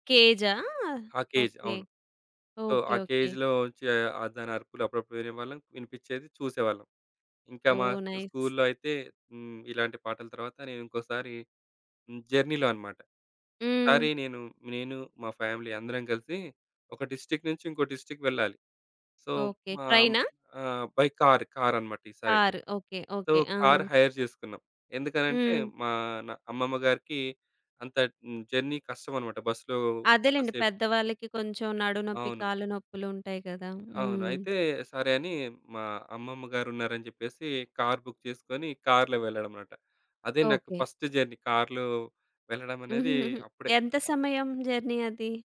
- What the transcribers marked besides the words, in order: in English: "కేజ్"; in English: "సో"; in English: "కేజ్‌లోంచి"; in English: "నైస్"; in English: "జర్నీలో"; in English: "ఫ్యామిలీ"; in English: "డిస్ట్రిక్ట్"; in English: "డిస్ట్రిక్ట్"; in English: "సో"; other background noise; in English: "బై కార్"; in English: "సో"; in English: "హైర్"; in English: "జర్నీ"; in English: "బుక్"; in English: "జర్నీ"; giggle; in English: "జర్నీ"
- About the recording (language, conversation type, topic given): Telugu, podcast, చిన్నతనం గుర్తొచ్చే పాట పేరు ఏదైనా చెప్పగలరా?